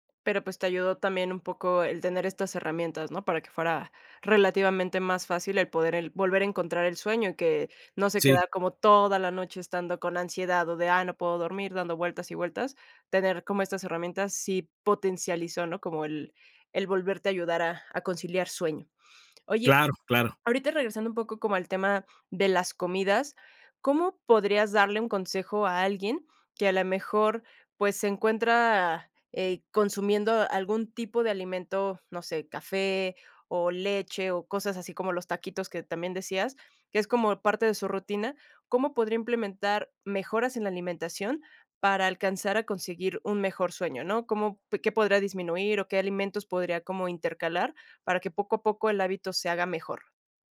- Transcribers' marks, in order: other background noise
- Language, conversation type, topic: Spanish, podcast, ¿Qué hábitos te ayudan a dormir mejor por la noche?